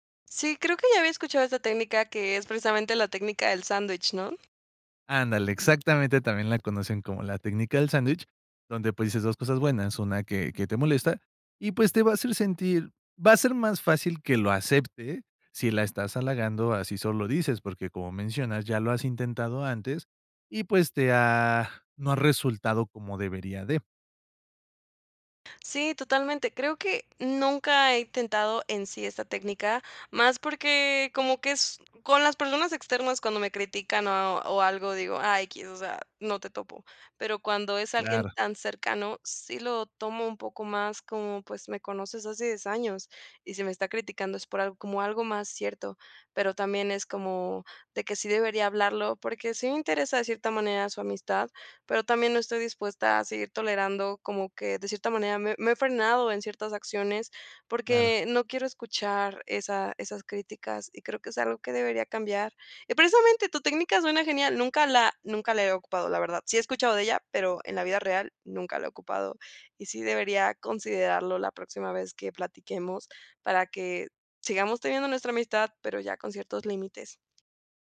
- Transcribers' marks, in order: tapping
- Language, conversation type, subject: Spanish, advice, ¿De qué manera el miedo a que te juzguen te impide compartir tu trabajo y seguir creando?